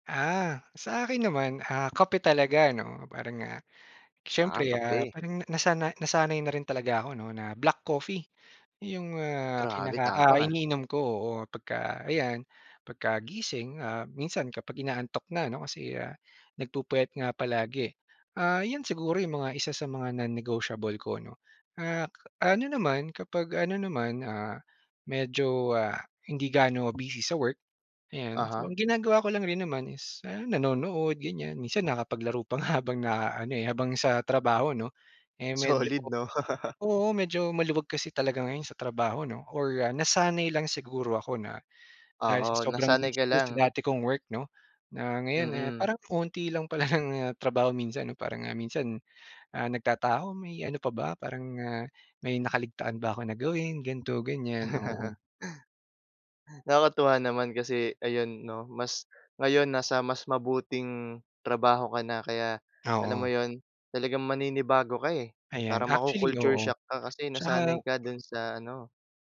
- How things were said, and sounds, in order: tapping; other background noise; laughing while speaking: "nga habang"; laughing while speaking: "Solid"; laugh; laughing while speaking: "pala ng"; laugh
- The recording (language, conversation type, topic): Filipino, podcast, Paano mo binabalanse ang trabaho at personal na buhay mo ngayon?